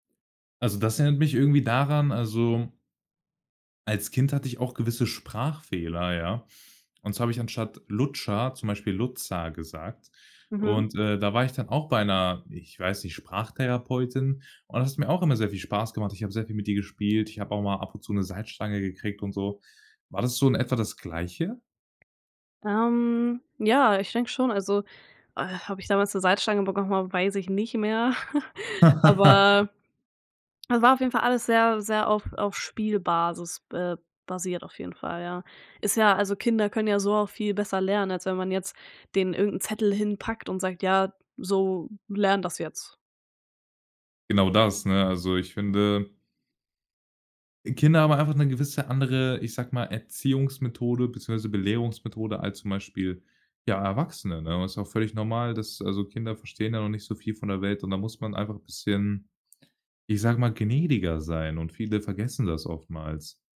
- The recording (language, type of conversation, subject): German, podcast, Kannst du von einer Situation erzählen, in der du etwas verlernen musstest?
- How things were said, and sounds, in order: chuckle; laugh